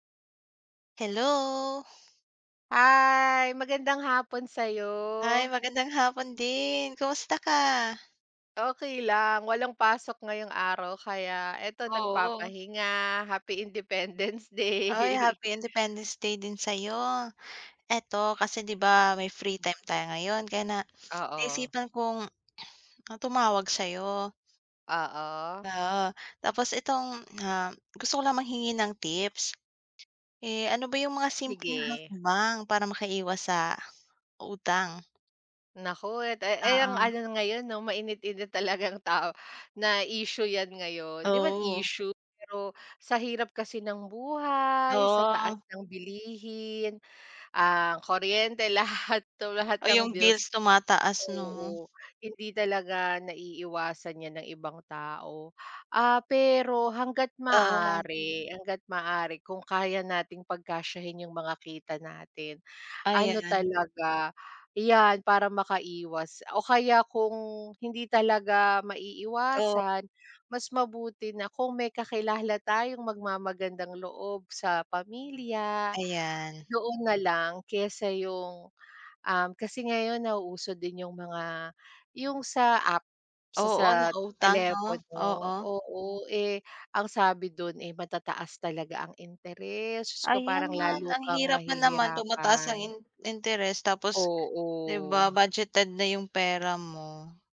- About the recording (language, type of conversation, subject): Filipino, unstructured, Ano ang mga simpleng hakbang para makaiwas sa utang?
- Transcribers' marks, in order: other background noise; laughing while speaking: "Day"; tapping; "tumaas" said as "tumahat"